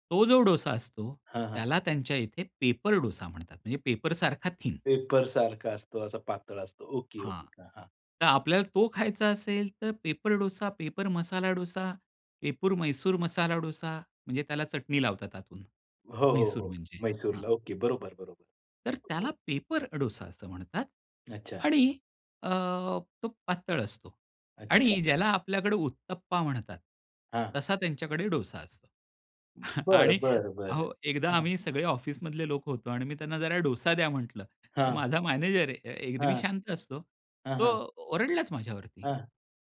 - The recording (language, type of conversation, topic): Marathi, podcast, नवीन शहरात किंवा ठिकाणी गेल्यावर तुम्हाला कोणते बदल अनुभवायला आले?
- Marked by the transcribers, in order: tapping; "पेपर" said as "पेपूर"; chuckle; other background noise